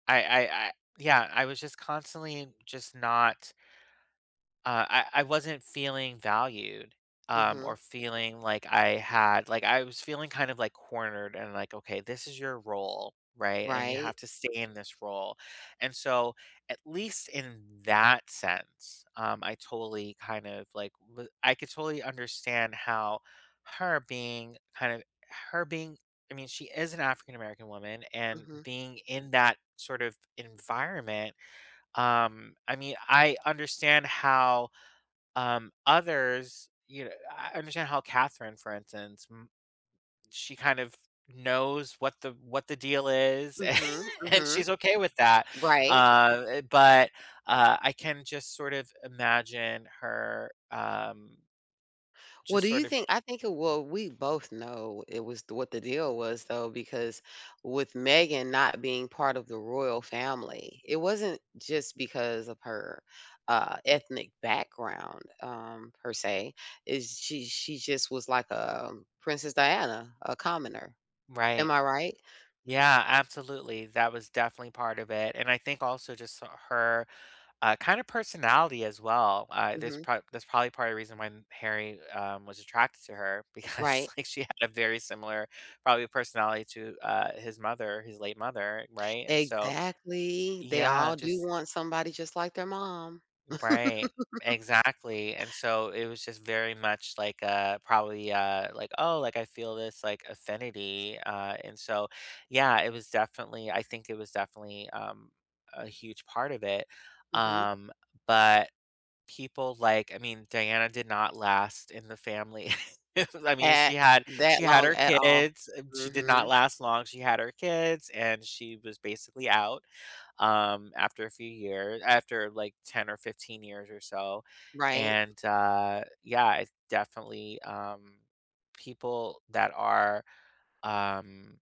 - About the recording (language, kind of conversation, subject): English, unstructured, Which celebrity interviews felt genuinely human and memorable to you, and what made them resonate personally?
- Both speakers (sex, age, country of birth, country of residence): female, 45-49, United States, United States; male, 35-39, United States, United States
- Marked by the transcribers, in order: tapping; stressed: "that"; laughing while speaking: "a"; other background noise; laughing while speaking: "because, like"; laugh; chuckle